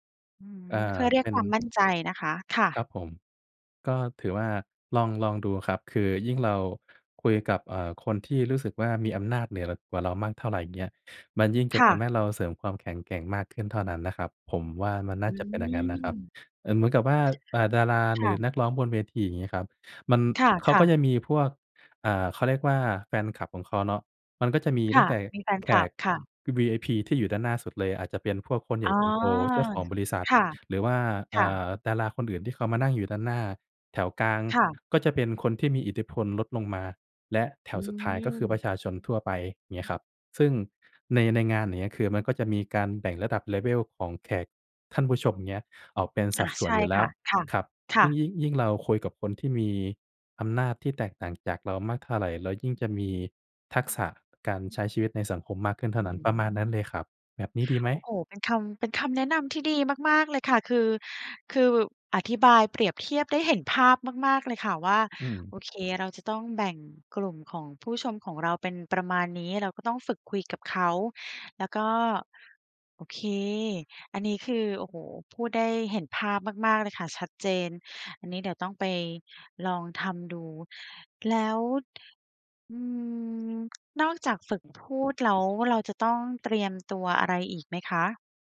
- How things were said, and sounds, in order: other background noise; in English: "level"
- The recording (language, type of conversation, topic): Thai, advice, คุณรับมือกับการได้รับมอบหมายงานในบทบาทใหม่ที่ยังไม่คุ้นเคยอย่างไร?